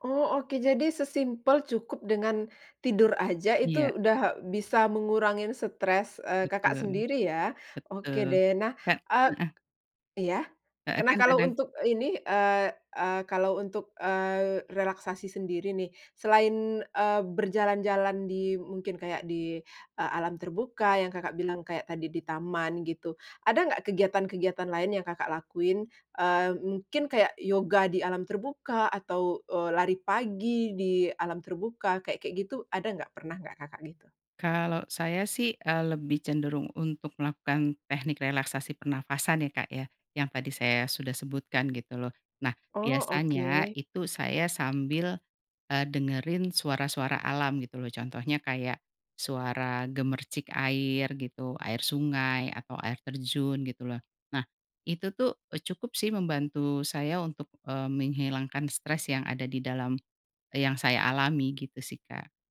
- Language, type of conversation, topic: Indonesian, podcast, Tips mengurangi stres lewat kegiatan sederhana di alam
- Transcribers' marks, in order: tapping; other background noise